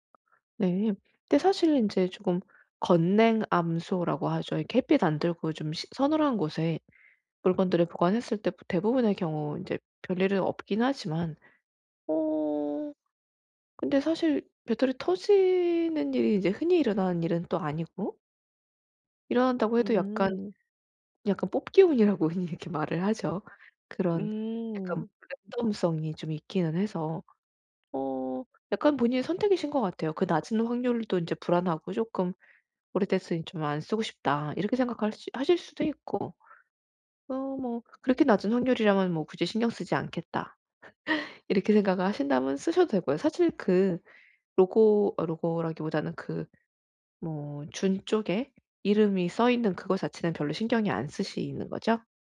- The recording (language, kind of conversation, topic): Korean, advice, 감정이 담긴 오래된 물건들을 이번에 어떻게 정리하면 좋을까요?
- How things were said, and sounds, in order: tapping; laughing while speaking: "흔히"; laugh; "쓰이시는" said as "쓰시는"